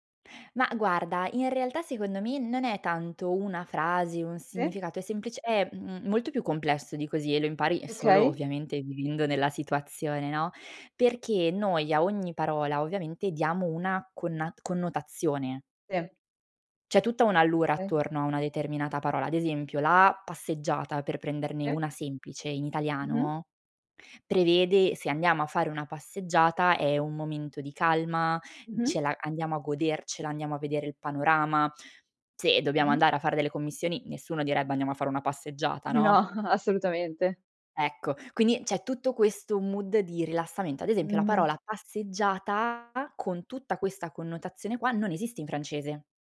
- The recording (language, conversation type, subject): Italian, podcast, Ti va di parlare del dialetto o della lingua che parli a casa?
- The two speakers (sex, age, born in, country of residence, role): female, 25-29, Italy, France, guest; female, 25-29, Italy, Italy, host
- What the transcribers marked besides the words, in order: "Okay" said as "kay"; in French: "allure"; laughing while speaking: "No"; in English: "mood"